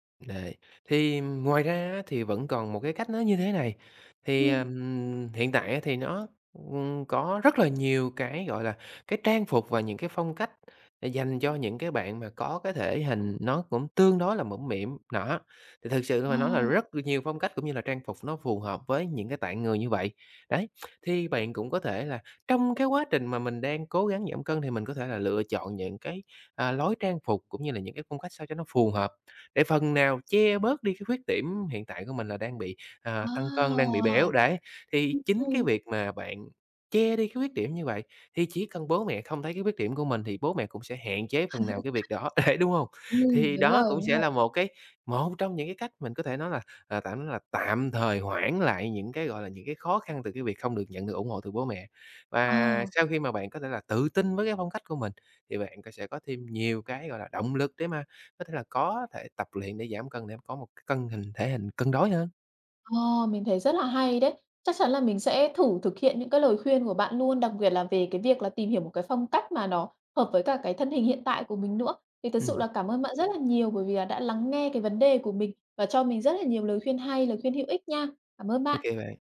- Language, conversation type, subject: Vietnamese, advice, Làm sao để bớt khó chịu khi bị chê về ngoại hình hoặc phong cách?
- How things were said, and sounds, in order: tapping; other background noise; chuckle; laughing while speaking: "đấy"